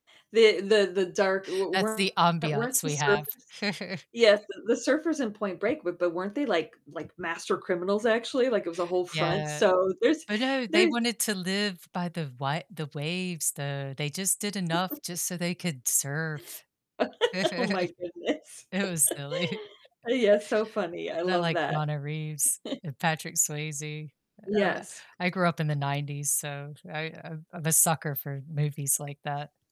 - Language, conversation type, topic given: English, unstructured, Which local places do you love sharing with friends to feel closer and make lasting memories?
- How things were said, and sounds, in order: distorted speech; chuckle; other background noise; chuckle; laugh; chuckle; laughing while speaking: "silly"; laugh; chuckle; chuckle